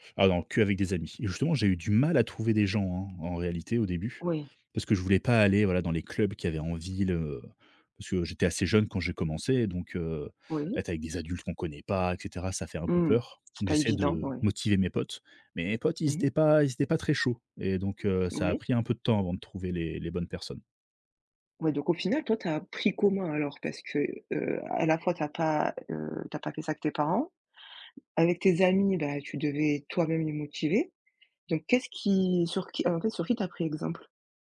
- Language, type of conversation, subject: French, podcast, Quel conseil donnerais-tu à un débutant enthousiaste ?
- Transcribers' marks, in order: other background noise